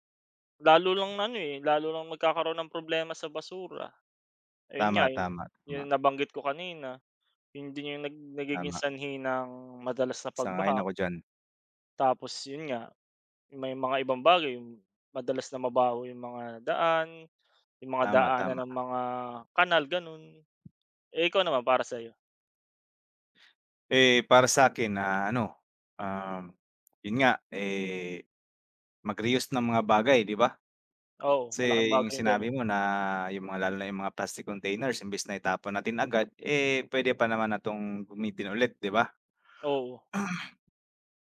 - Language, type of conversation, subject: Filipino, unstructured, Ano ang mga simpleng paraan para mabawasan ang basura?
- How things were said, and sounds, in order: tapping; throat clearing